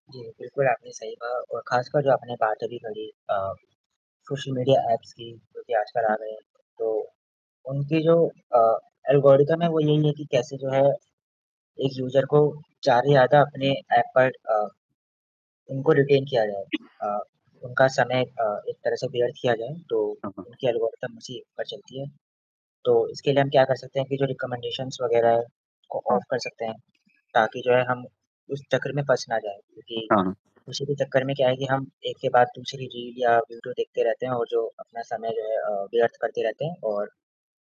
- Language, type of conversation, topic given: Hindi, unstructured, क्या तकनीकी उपकरणों ने आपकी नींद की गुणवत्ता पर असर डाला है?
- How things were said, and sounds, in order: static; other background noise; in English: "ऐप्स"; in English: "एल्गोरिदम"; in English: "यूज़र"; in English: "रिटेन"; cough; in English: "एल्गोरिदम"; in English: "रिकमेंडेशंस"; in English: "ऑफ"